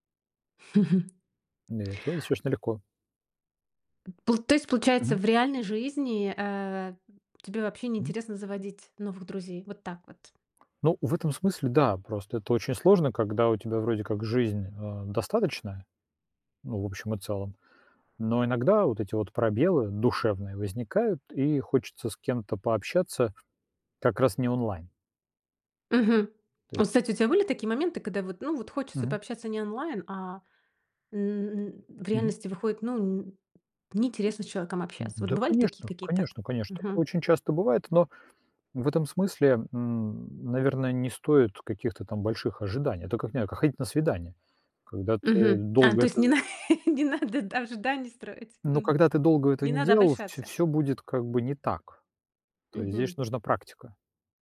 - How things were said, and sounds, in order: chuckle; tapping; other background noise; other noise; chuckle
- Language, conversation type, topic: Russian, podcast, Как вы заводите друзей в новой среде?